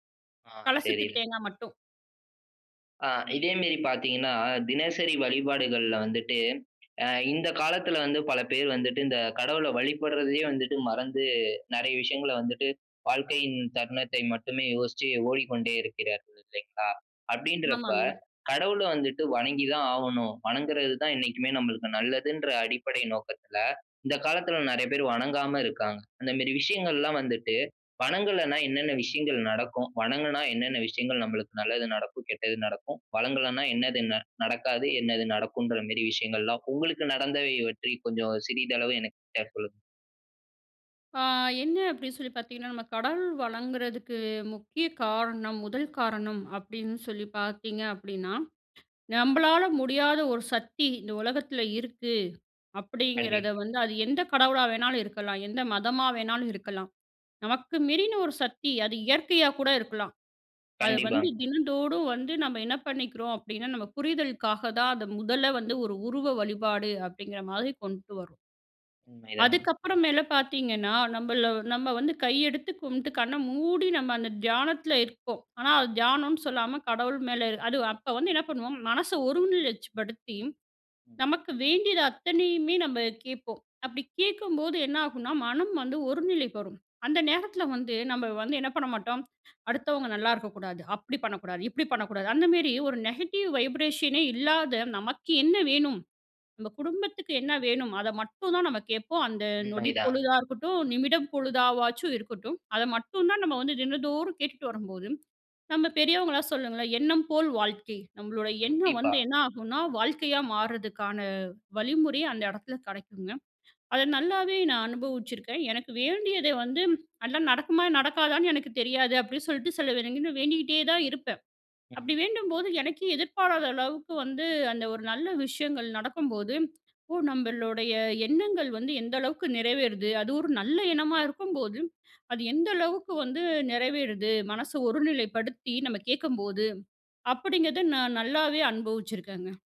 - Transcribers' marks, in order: wind; "வணங்கலன்னா" said as "வளங்களன்னா"; "வணங்குறதுக்கு" said as "வளங்குறதுக்கு"
- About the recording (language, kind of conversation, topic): Tamil, podcast, வீட்டில் வழக்கமான தினசரி வழிபாடு இருந்தால் அது எப்படிச் நடைபெறுகிறது?